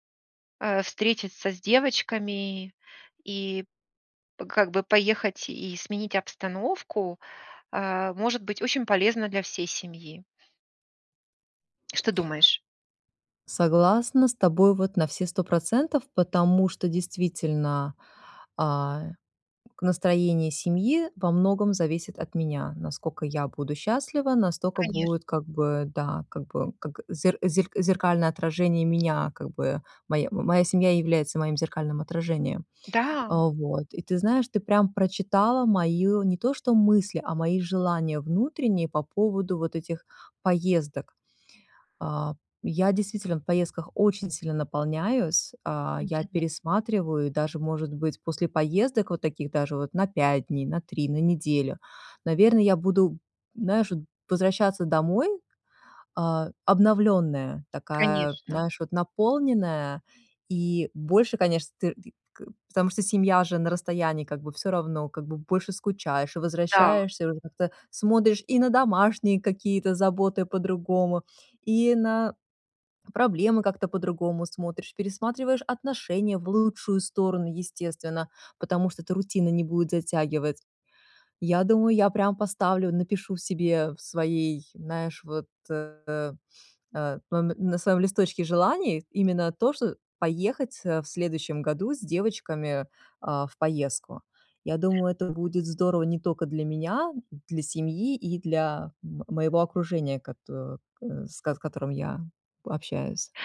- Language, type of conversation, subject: Russian, advice, Как справиться с чувством утраты прежней свободы после рождения ребёнка или с возрастом?
- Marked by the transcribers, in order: other background noise; tapping